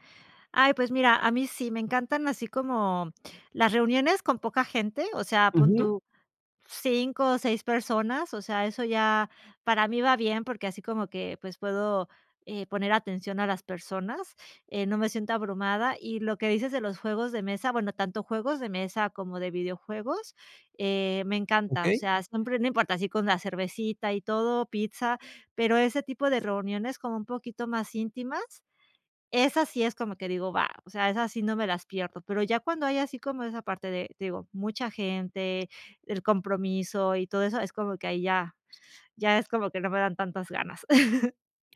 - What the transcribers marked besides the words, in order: other background noise; laugh
- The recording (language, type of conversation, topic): Spanish, advice, ¿Cómo puedo decir que no a planes festivos sin sentirme mal?
- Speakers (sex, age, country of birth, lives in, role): female, 40-44, Mexico, Spain, user; male, 30-34, Mexico, France, advisor